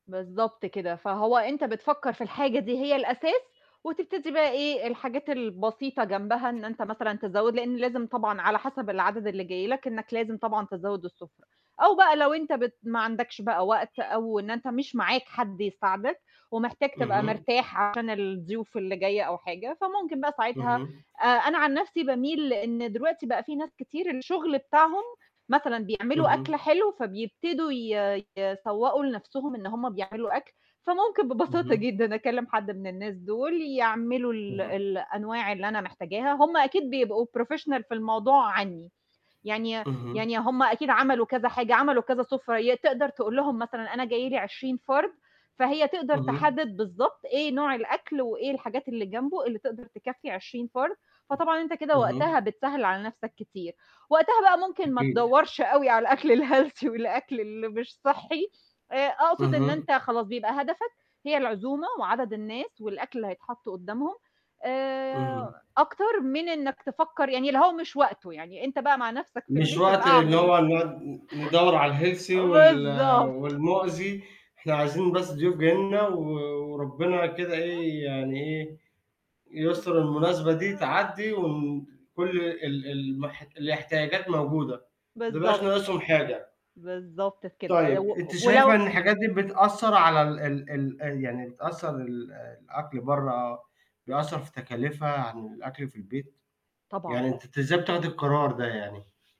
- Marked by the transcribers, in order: horn; distorted speech; in English: "professional"; other background noise; laughing while speaking: "الأكل الhealthy"; in English: "الhealthy"; in English: "الhealthy"; chuckle; tapping; unintelligible speech; other noise
- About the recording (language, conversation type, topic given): Arabic, unstructured, بتفضل تطبخ في البيت ولا تاكل برّه؟
- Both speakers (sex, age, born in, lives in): female, 40-44, Egypt, Egypt; male, 35-39, Egypt, Egypt